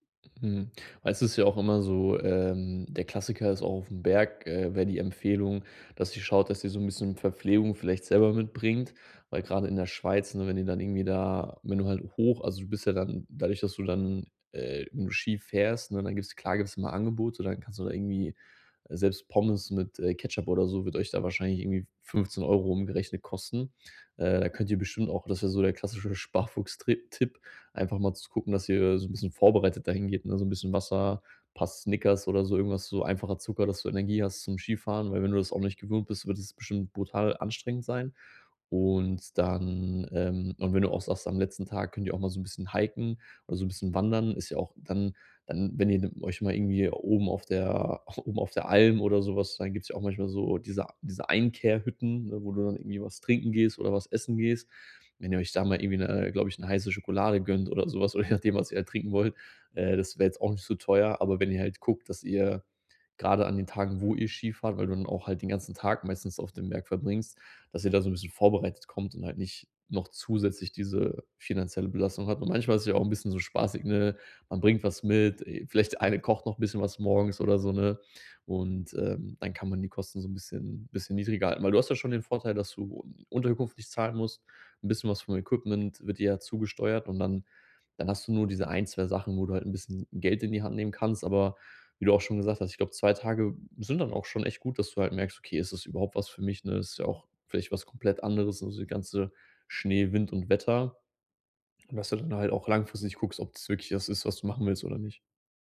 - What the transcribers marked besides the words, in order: chuckle; joyful: "oder je nachdem, was ihr da trinken wollt"
- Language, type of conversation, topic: German, advice, Wie kann ich trotz begrenztem Budget und wenig Zeit meinen Urlaub genießen?
- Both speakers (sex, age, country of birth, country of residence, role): male, 25-29, Germany, Germany, user; male, 30-34, Germany, Germany, advisor